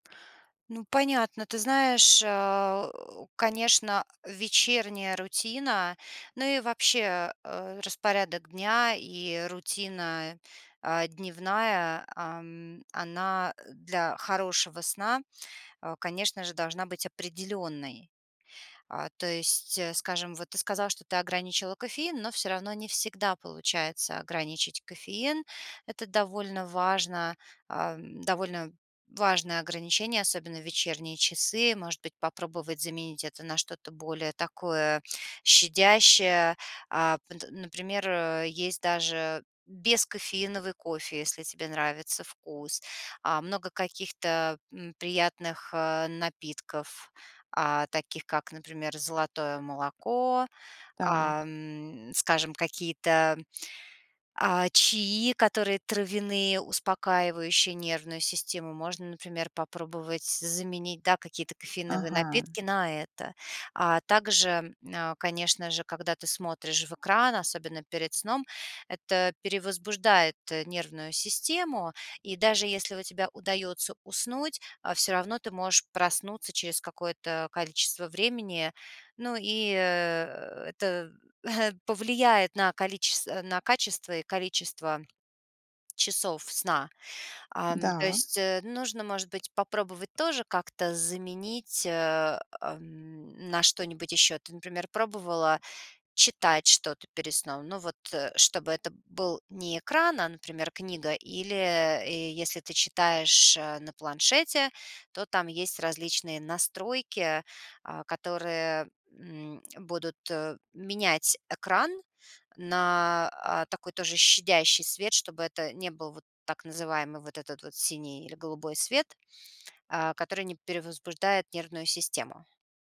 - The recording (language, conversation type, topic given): Russian, advice, Почему у меня нерегулярный сон: я ложусь в разное время и мало сплю?
- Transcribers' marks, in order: tapping